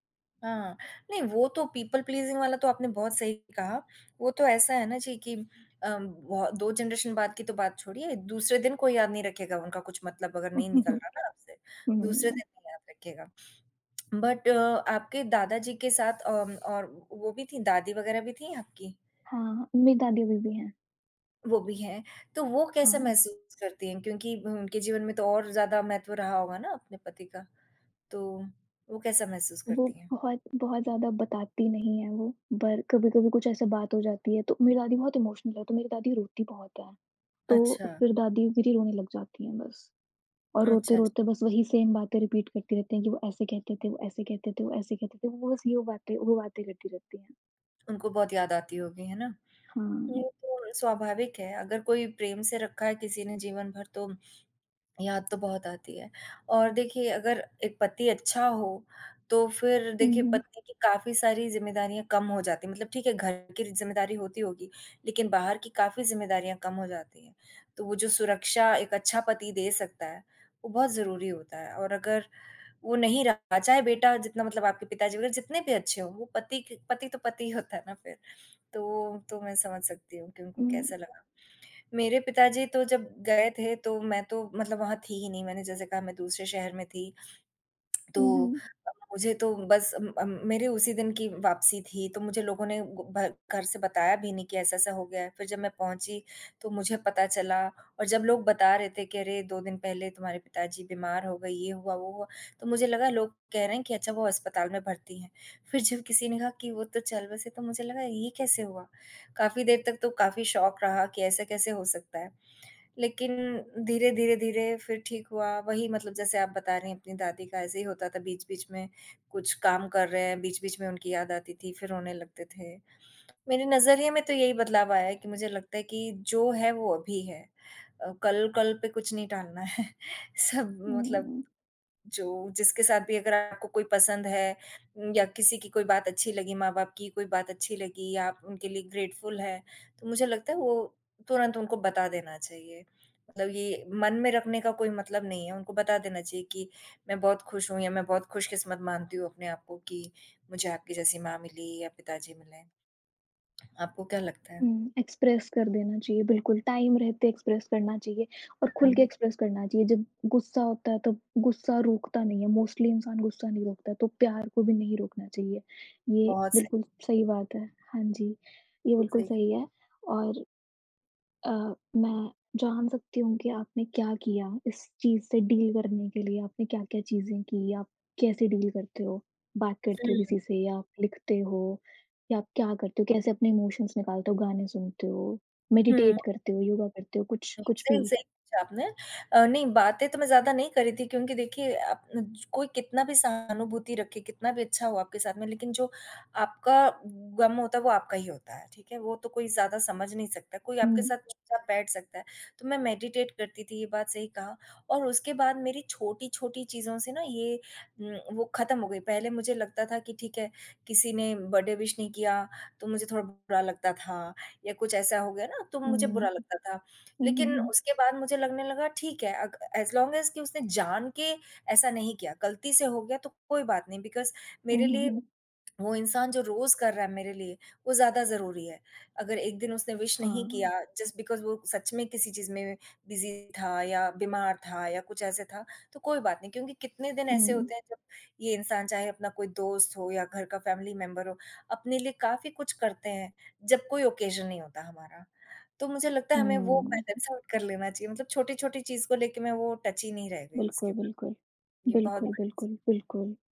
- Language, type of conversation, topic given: Hindi, unstructured, जिस इंसान को आपने खोया है, उसने आपको क्या सिखाया?
- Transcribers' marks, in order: in English: "पीपल प्लीज़िंग"; tapping; in English: "जनरेशन"; in English: "बट"; other background noise; in English: "इमोशनल"; in English: "सेम"; in English: "रिपीट"; laughing while speaking: "होता है"; laughing while speaking: "जब"; in English: "शॉक"; laughing while speaking: "टालना है, सब"; in English: "ग्रेटफुल"; in English: "एक्सप्रेस"; in English: "टाइम"; in English: "एक्सप्रेस"; in English: "एक्सप्रेस"; in English: "मोस्टली"; in English: "डील"; in English: "डील"; in English: "इमोशंस"; in English: "मेडिटेट"; in English: "मेडिटेट"; in English: "बर्थडे विश"; in English: "एज़ लॉन्ग एज़"; in English: "बिकॉज़"; in English: "विश"; in English: "जस्ट बिकॉज़"; in English: "बिज़ी"; in English: "फ़ैमिली मेंबर"; in English: "ऑकेजन"; in English: "पैटर्न सेट"; in English: "टची"; unintelligible speech